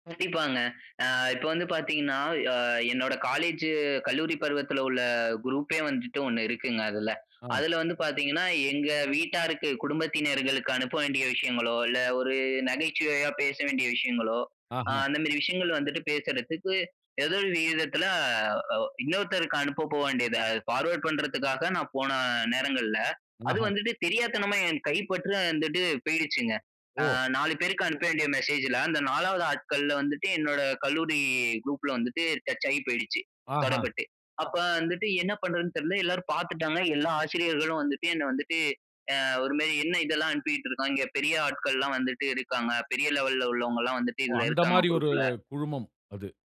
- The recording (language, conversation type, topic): Tamil, podcast, ஒரு செய்தியை தவறுதலாக அனுப்பிவிட்டால் நீங்கள் என்ன செய்வீர்கள்?
- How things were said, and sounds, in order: other background noise